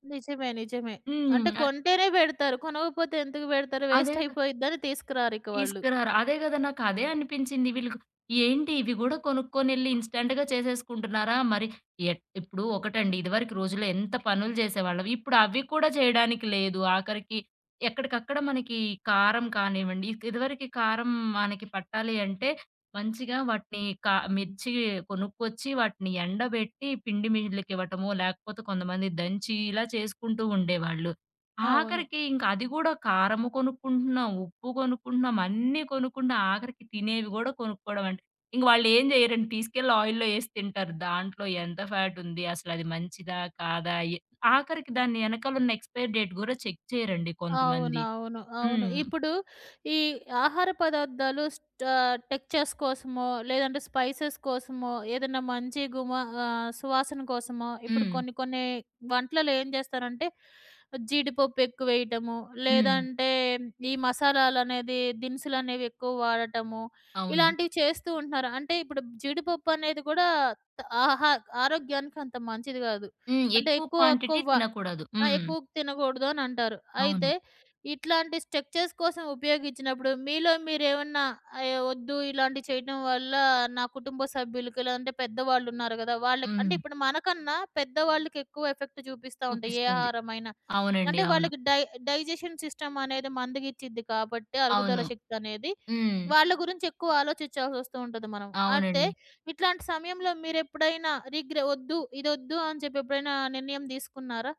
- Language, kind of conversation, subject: Telugu, podcast, వయస్సు పెరిగేకొద్దీ మీ ఆహార రుచుల్లో ఏలాంటి మార్పులు వచ్చాయి?
- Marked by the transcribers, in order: in English: "వేస్ట్"; in English: "ఇన్‌స్టంట్‌గా"; other background noise; in English: "ఆయిల్‌లో"; in English: "ఎక్స్‌పైర్ డేట్"; in English: "చెక్"; in English: "టెక్చర్స్"; in English: "స్పైసెస్"; in English: "క్వాంటిటీ"; in English: "స్ట్రెక్చర్స్"; in English: "ఎఫెక్ట్"; in English: "డై డైజెషన్ సిస్టమ్"